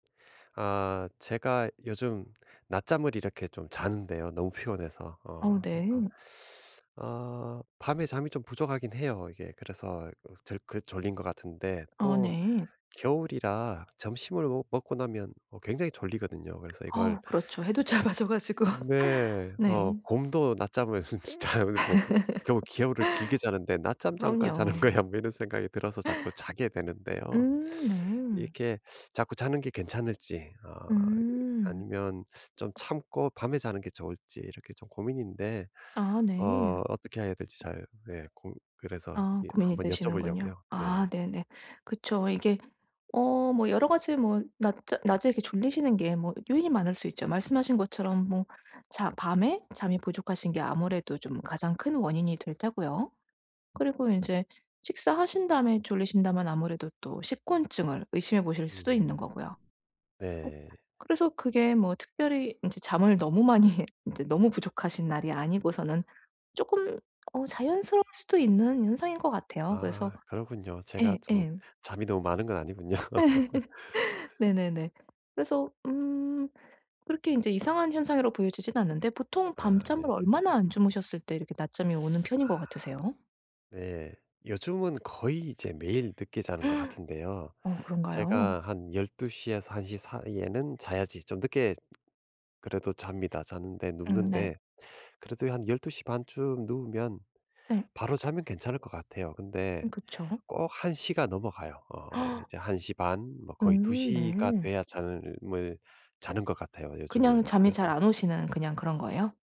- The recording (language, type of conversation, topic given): Korean, advice, 낮잠을 자고 나서도 졸림이나 무기력함 없이 개운하게 깨어나려면 어떻게 해야 하나요?
- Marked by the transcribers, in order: tapping; other background noise; laughing while speaking: "짧아져 가지고"; unintelligible speech; laugh; laughing while speaking: "많이"; laugh; laughing while speaking: "아니군요"; gasp; gasp